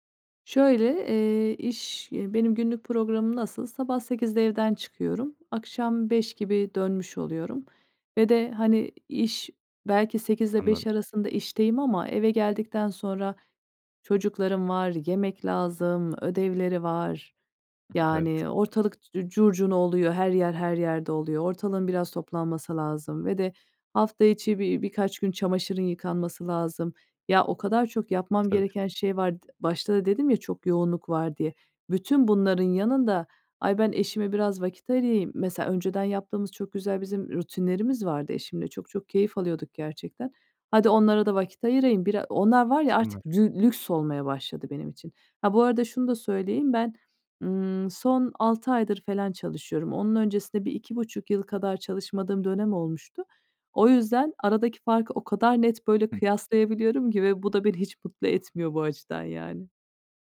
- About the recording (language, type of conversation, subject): Turkish, advice, İş veya stres nedeniyle ilişkiye yeterince vakit ayıramadığınız bir durumu anlatır mısınız?
- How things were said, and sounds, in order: other background noise; unintelligible speech